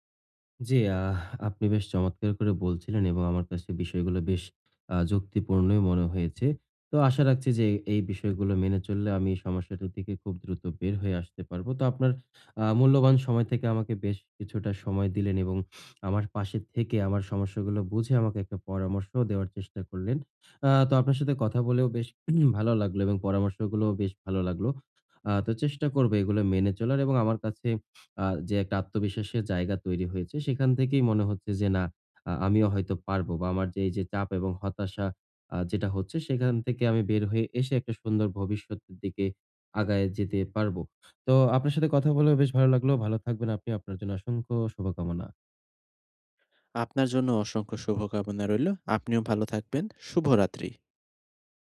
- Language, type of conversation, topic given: Bengali, advice, ছুটির দিনে কীভাবে চাপ ও হতাশা কমাতে পারি?
- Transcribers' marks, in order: sniff; throat clearing